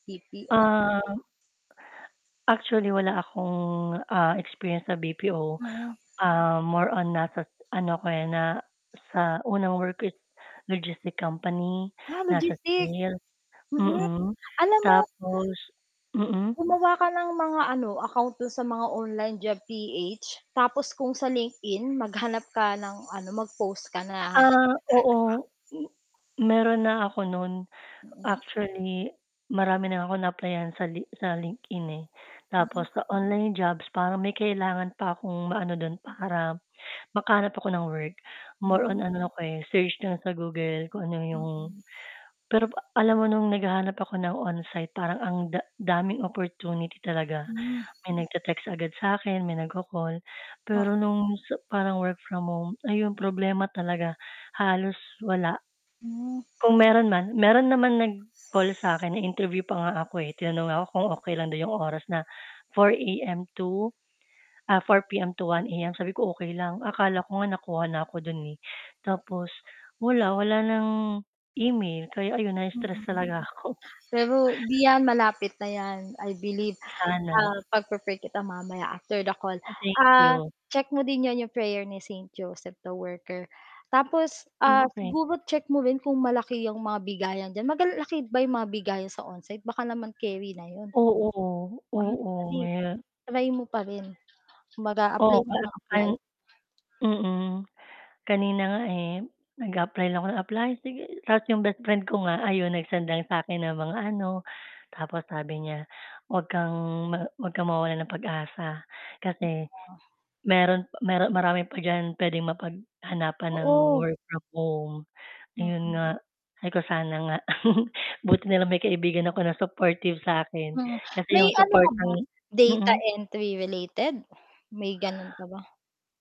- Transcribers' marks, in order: static; other background noise; distorted speech; tapping; unintelligible speech; background speech; unintelligible speech; chuckle
- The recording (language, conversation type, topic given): Filipino, unstructured, Bakit natatakot kang magbukas ng loob sa pamilya tungkol sa problema mo?